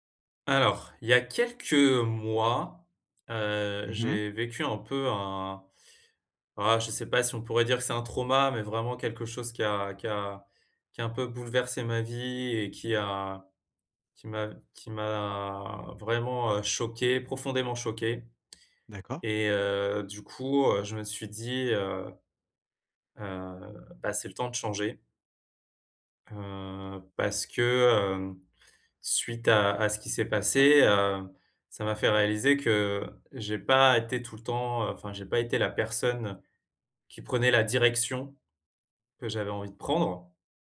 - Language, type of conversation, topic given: French, advice, Comment puis-je trouver du sens après une perte liée à un changement ?
- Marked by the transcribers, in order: drawn out: "m'a"; other background noise; tapping; stressed: "direction"